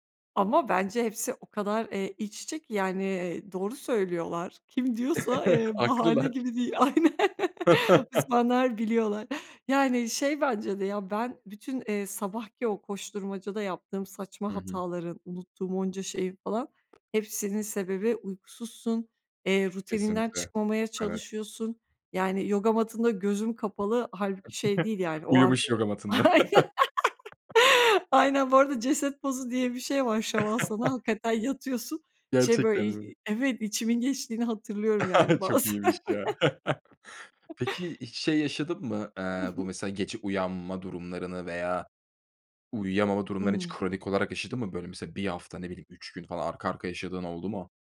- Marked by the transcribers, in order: chuckle; laughing while speaking: "Haklılar"; laugh; laughing while speaking: "Aynen"; laugh; other background noise; chuckle; laugh; laughing while speaking: "Aynen"; laugh; laugh; laugh; laugh
- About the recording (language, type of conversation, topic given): Turkish, podcast, Gece uyanıp tekrar uyuyamadığında bununla nasıl başa çıkıyorsun?